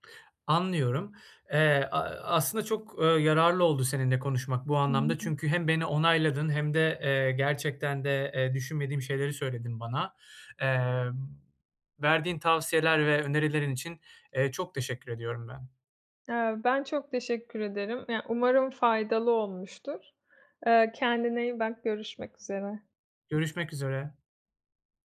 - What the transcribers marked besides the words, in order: tapping; unintelligible speech; other background noise
- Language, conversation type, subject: Turkish, advice, Ailemle veya arkadaşlarımla para konularında nasıl sınır koyabilirim?